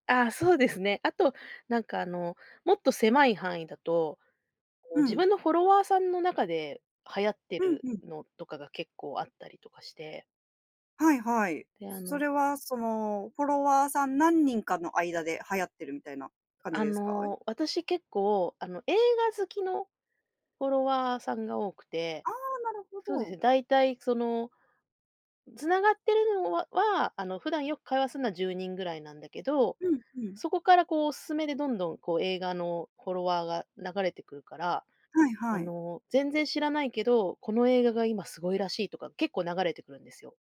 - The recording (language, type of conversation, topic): Japanese, podcast, 普段、SNSの流行にどれくらい影響されますか？
- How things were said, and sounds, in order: none